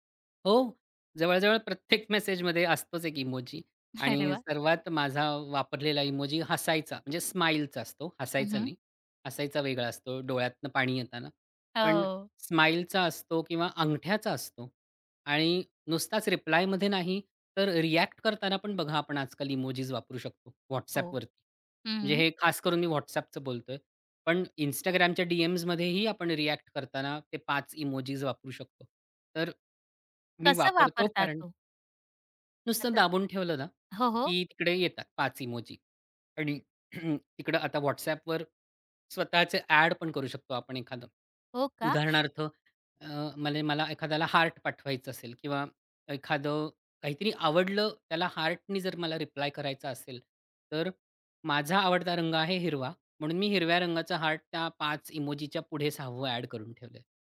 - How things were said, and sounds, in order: laughing while speaking: "अरे वाह!"; tapping; throat clearing; other noise
- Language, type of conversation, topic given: Marathi, podcast, इमोजी वापरण्याबद्दल तुमची काय मते आहेत?